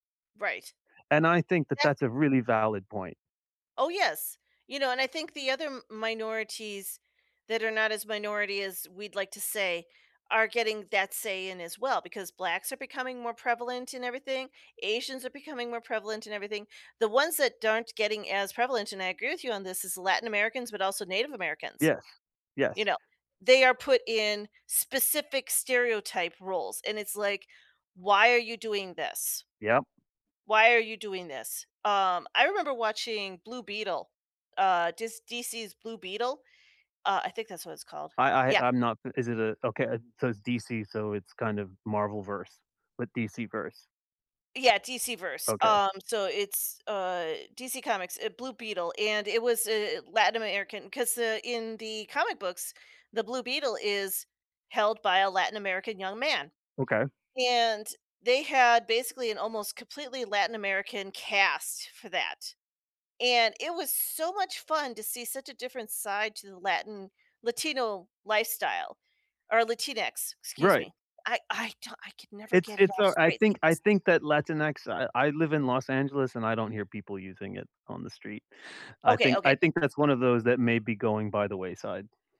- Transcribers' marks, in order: unintelligible speech
- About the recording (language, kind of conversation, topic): English, unstructured, How can I avoid cultural appropriation in fashion?